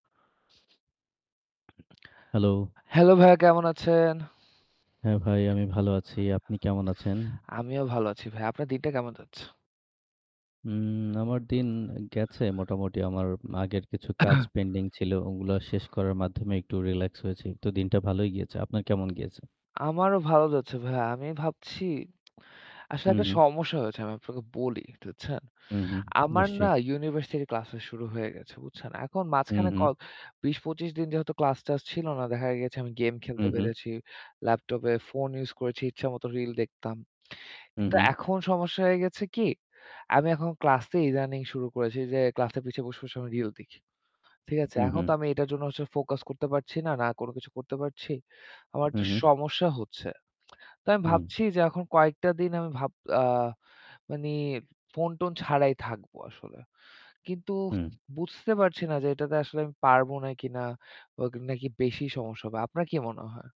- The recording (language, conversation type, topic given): Bengali, unstructured, স্মার্টফোন ছাড়া আপনার জীবন কেমন হতো?
- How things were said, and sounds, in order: static; other background noise; tapping; lip smack; throat clearing; lip smack; tsk